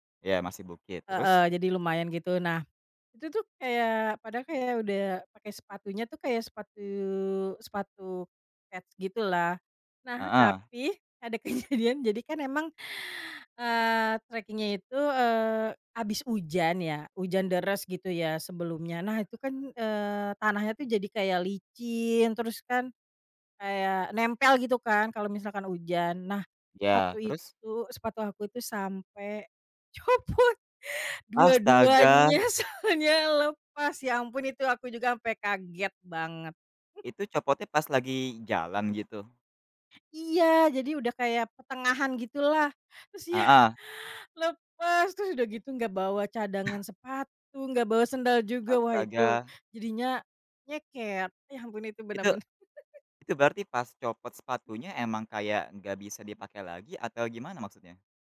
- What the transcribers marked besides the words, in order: laughing while speaking: "kejadian"; laughing while speaking: "copot"; laughing while speaking: "solnya"; chuckle; laughing while speaking: "terus ya"; chuckle; chuckle
- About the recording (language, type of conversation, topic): Indonesian, podcast, Bagaimana pengalaman pertama kamu saat mendaki gunung atau berjalan lintas alam?